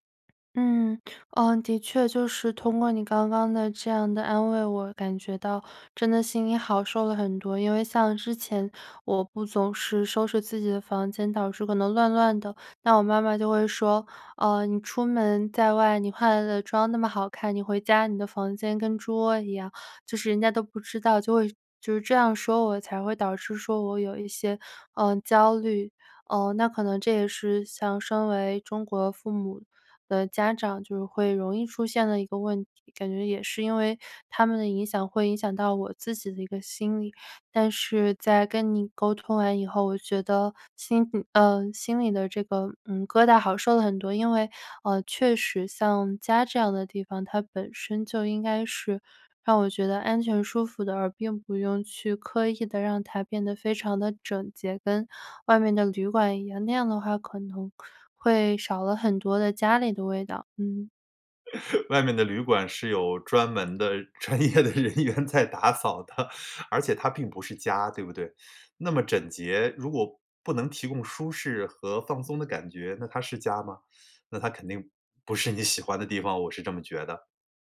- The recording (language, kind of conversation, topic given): Chinese, advice, 你会因为太累而忽视个人卫生吗？
- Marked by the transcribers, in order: other noise; chuckle; laughing while speaking: "专业的人员在打扫的"; laughing while speaking: "不是"